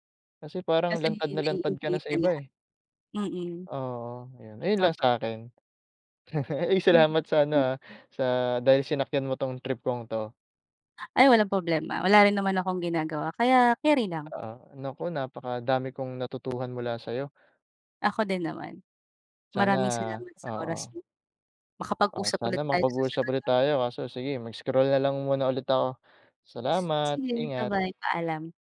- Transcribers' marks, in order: chuckle
- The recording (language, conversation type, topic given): Filipino, unstructured, Ano ang epekto ng midyang panlipunan sa ugnayan ng mga tao sa kasalukuyan?